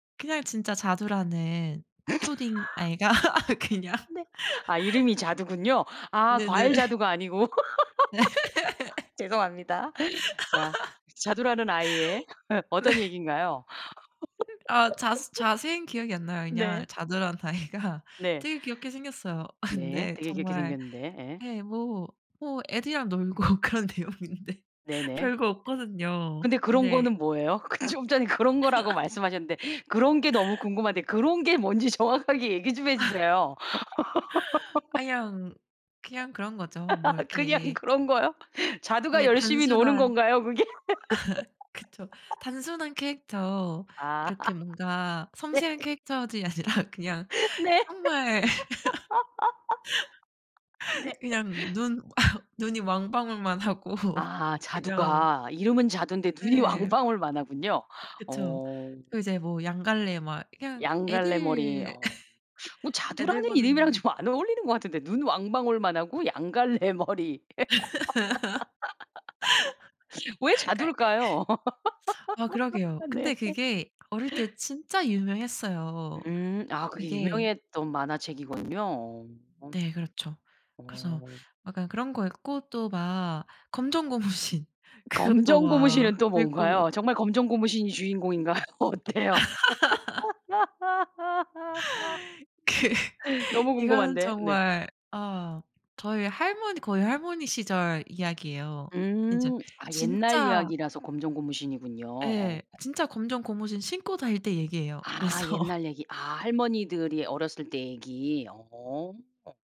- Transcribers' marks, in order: laugh; laughing while speaking: "아이가 그냥"; laugh; laugh; laughing while speaking: "아이가"; laughing while speaking: "근데"; laughing while speaking: "놀고 그런 내용인데"; tapping; laughing while speaking: "그 좀 전에 그런"; laugh; laughing while speaking: "정확하게"; laugh; laugh; laughing while speaking: "그냥 그런 거요?"; laugh; laughing while speaking: "그게?"; laugh; laugh; laughing while speaking: "네"; laughing while speaking: "아니라"; laughing while speaking: "네. 네"; laugh; laughing while speaking: "하고"; laugh; laughing while speaking: "좀"; laugh; laughing while speaking: "갈래 머리"; laugh; laughing while speaking: "네"; other background noise; laughing while speaking: "검정고무신 그것도"; laugh; laughing while speaking: "주인공인가요? 어때요"; laugh; laughing while speaking: "그"; laughing while speaking: "그래서"
- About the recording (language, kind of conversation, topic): Korean, podcast, 어릴 때 좋아했던 취미가 있나요?